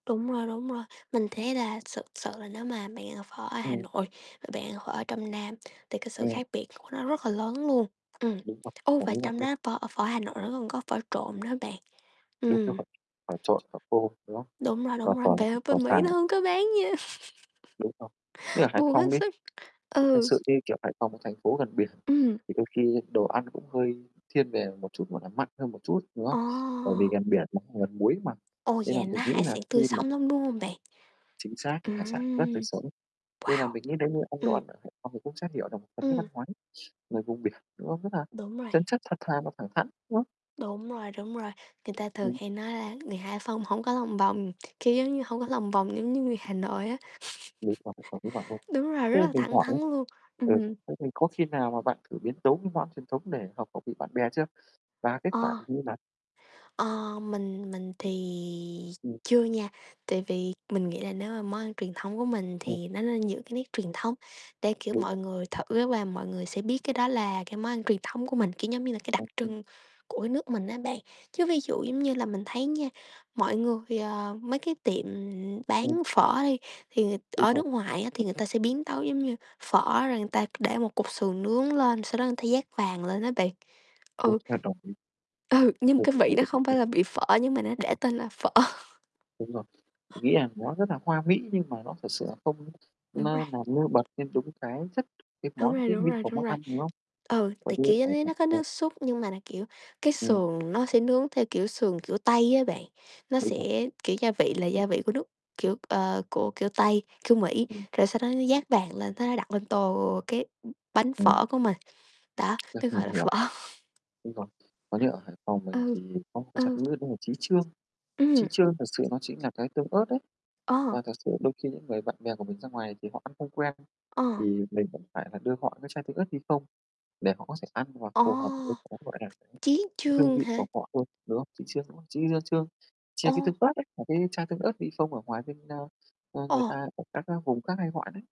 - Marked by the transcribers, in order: tapping; distorted speech; other background noise; laughing while speaking: "rồi"; chuckle; static; other noise; chuckle; unintelligible speech; unintelligible speech; laughing while speaking: "phở"; laugh; tsk; laughing while speaking: "phở"; unintelligible speech; mechanical hum
- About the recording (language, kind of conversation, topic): Vietnamese, unstructured, Bạn cảm thấy thế nào khi chia sẻ các món ăn truyền thống với bạn bè?